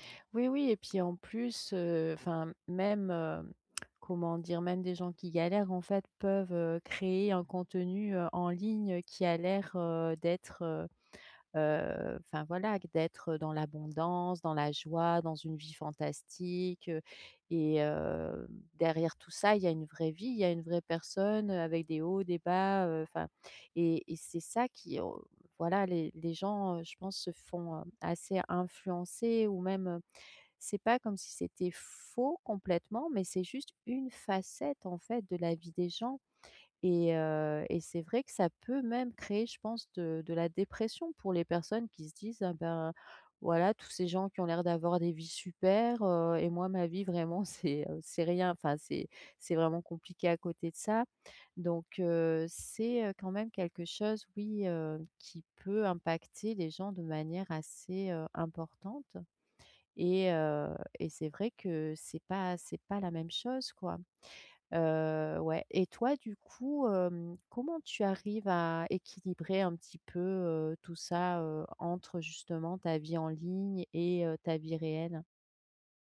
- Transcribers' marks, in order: tsk; laughing while speaking: "c'est, heu"; tapping
- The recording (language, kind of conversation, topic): French, advice, Comment puis-je rester fidèle à moi-même entre ma vie réelle et ma vie en ligne ?
- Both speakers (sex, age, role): female, 20-24, user; female, 45-49, advisor